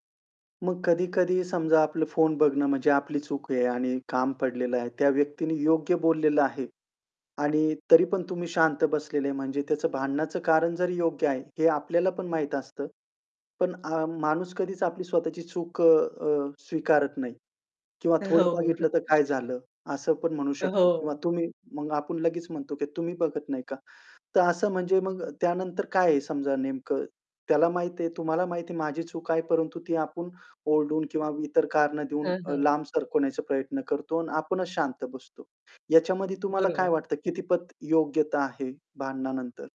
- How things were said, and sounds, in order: chuckle; other background noise
- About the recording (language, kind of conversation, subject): Marathi, podcast, भांडणानंतर नातं टिकवण्यासाठी कोणती छोटी सवय सर्वात उपयोगी ठरते?